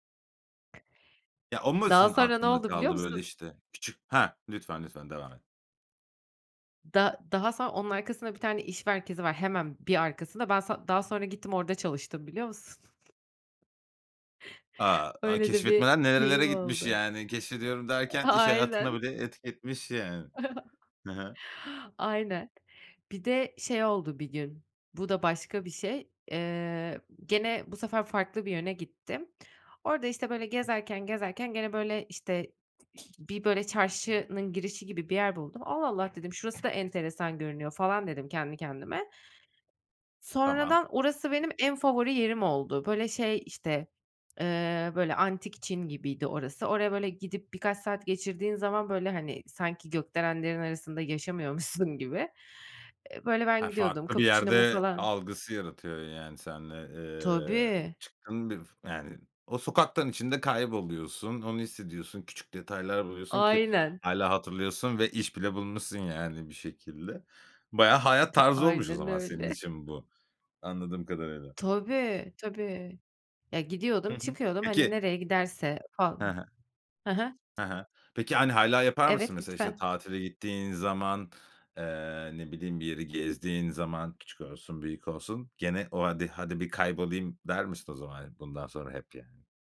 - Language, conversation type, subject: Turkish, podcast, Bir yerde kaybolup beklenmedik güzellikler keşfettiğin anı anlatır mısın?
- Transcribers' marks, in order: tapping; chuckle; other background noise; chuckle; tsk; laughing while speaking: "yaşamıyormuşsun"; laughing while speaking: "öyle"